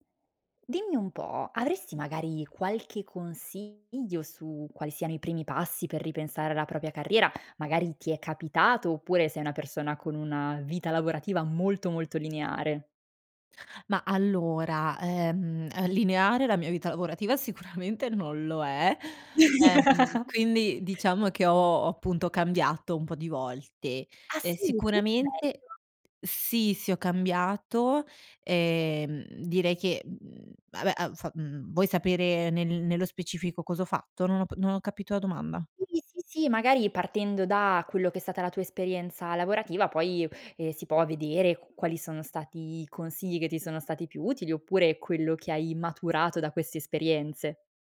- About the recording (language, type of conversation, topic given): Italian, podcast, Qual è il primo passo per ripensare la propria carriera?
- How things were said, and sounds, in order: laughing while speaking: "sicuramente"; laugh; "appunto" said as "oppunto"; tapping; unintelligible speech